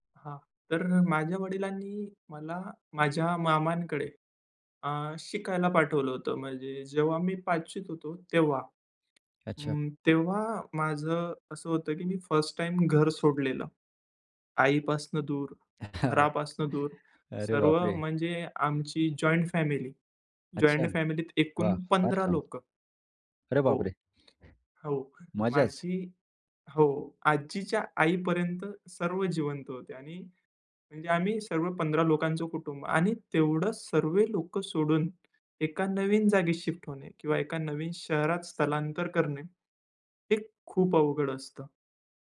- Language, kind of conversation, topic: Marathi, podcast, कधी तुम्ही गाव किंवा शहर बदलून आयुष्याला नवी सुरुवात केली आहे का?
- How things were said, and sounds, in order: in English: "फर्स्ट"; chuckle; in English: "जॉइंट फॅमिली. जॉइंट फॅमिलीत"; surprised: "अरे बापरे!"; other background noise; in English: "शिफ्ट"